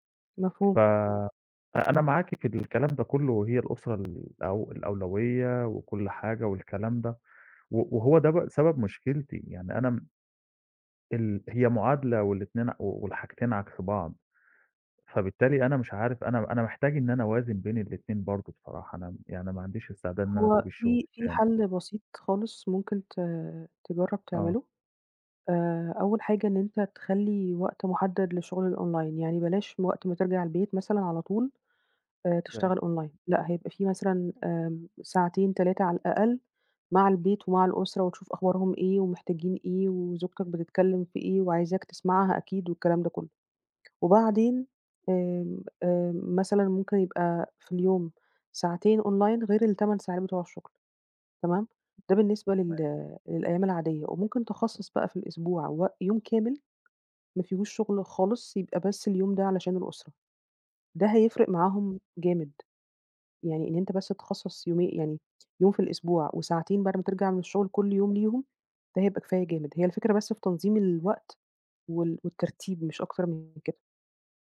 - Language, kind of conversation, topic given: Arabic, advice, إزاي شغلك بيأثر على وقت الأسرة عندك؟
- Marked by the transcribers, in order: in English: "الOnline"; in English: "Online"; tapping; in English: "Online"; other noise